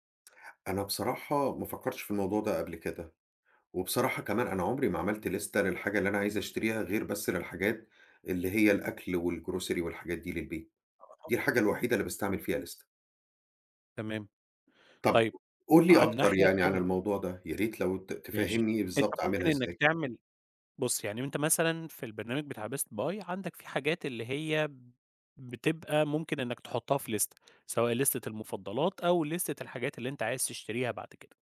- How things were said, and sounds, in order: in English: "لِستَة"; in English: "والgrocery"; unintelligible speech; in English: "لِستَة"; in English: "لِستَة"; in English: "لِستَة"; in English: "لِستَة"
- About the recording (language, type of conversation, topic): Arabic, advice, إزاي الشراء الاندفاعي أونلاين بيخلّيك تندم ويدخّلك في مشاكل مالية؟